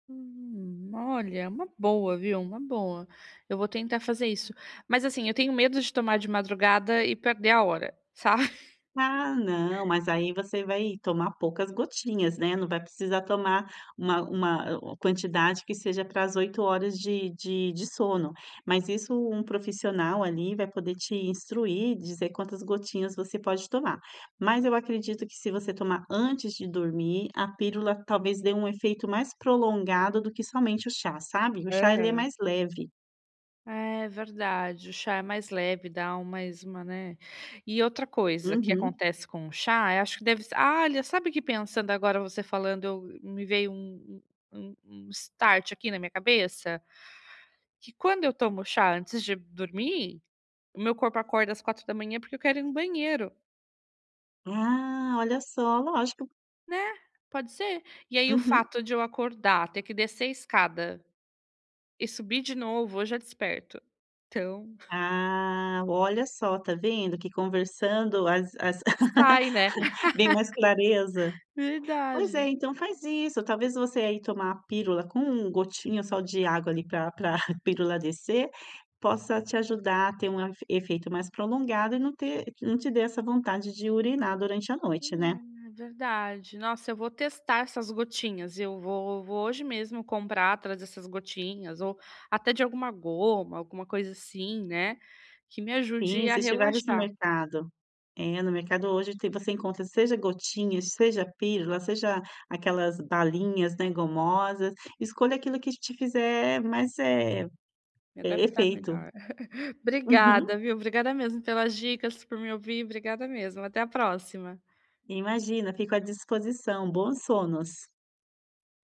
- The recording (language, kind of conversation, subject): Portuguese, advice, Como posso desacelerar de forma simples antes de dormir?
- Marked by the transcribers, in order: chuckle; "pílula" said as "pírula"; chuckle; giggle; laugh; "pílula" said as "pírula"; "pílula" said as "pírula"; "pílula" said as "pírula"; chuckle